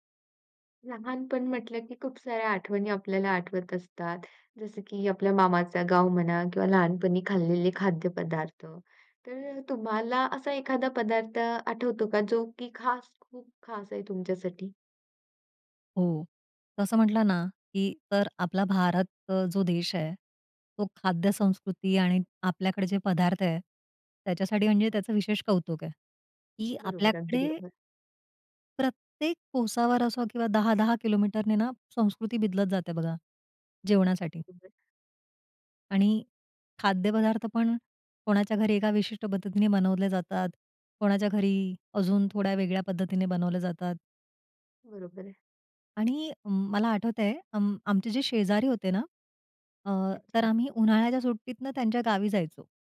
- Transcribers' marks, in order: tapping
- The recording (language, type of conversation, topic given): Marathi, podcast, लहानपणीची आठवण जागवणारे कोणते खाद्यपदार्थ तुम्हाला लगेच आठवतात?